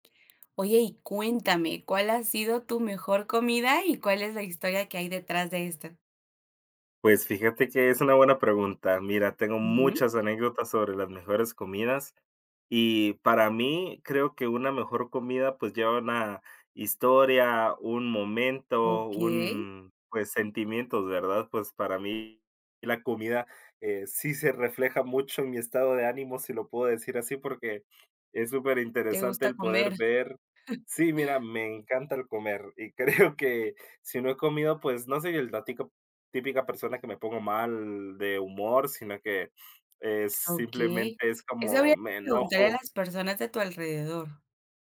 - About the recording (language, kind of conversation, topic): Spanish, podcast, ¿Cuál ha sido la mejor comida que has probado y cuál es la historia detrás?
- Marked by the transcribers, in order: chuckle; chuckle